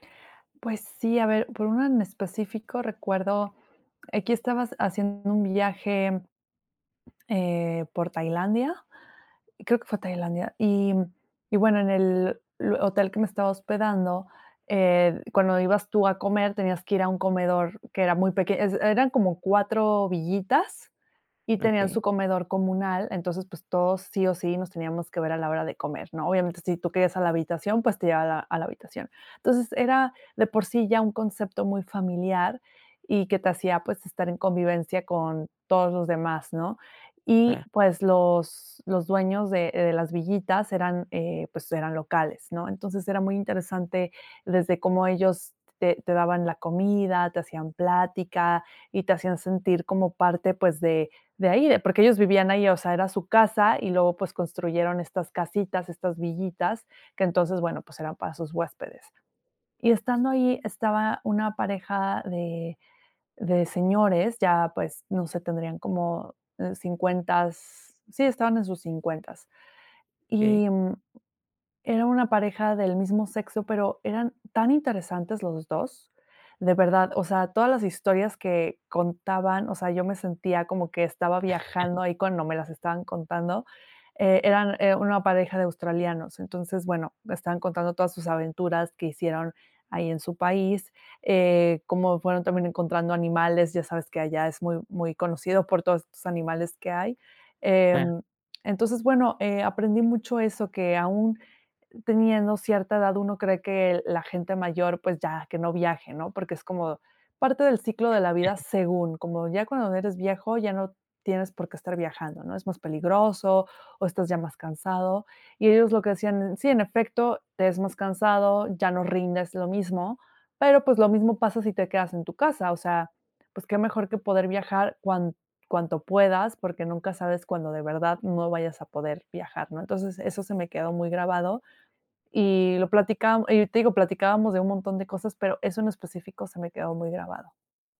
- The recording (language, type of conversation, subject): Spanish, podcast, ¿Qué consejos tienes para hacer amigos viajando solo?
- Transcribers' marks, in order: chuckle; chuckle; other background noise